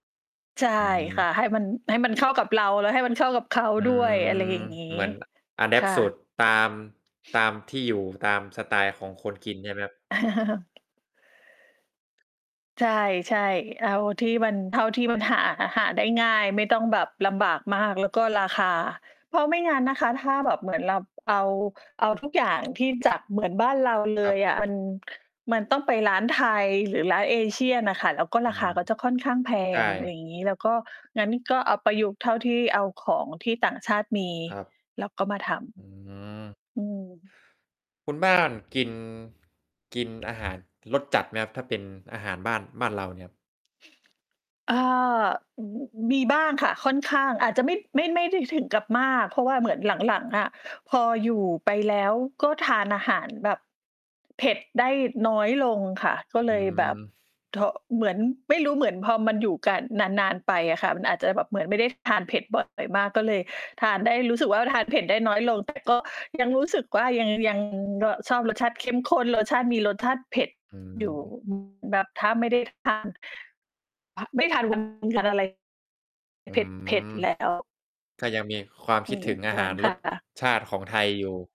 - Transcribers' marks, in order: in English: "อะแดปต์"; mechanical hum; chuckle; distorted speech; tapping; static; unintelligible speech
- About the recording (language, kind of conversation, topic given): Thai, unstructured, คุณเคยลองทำอาหารต่างประเทศไหม แล้วเป็นอย่างไรบ้าง?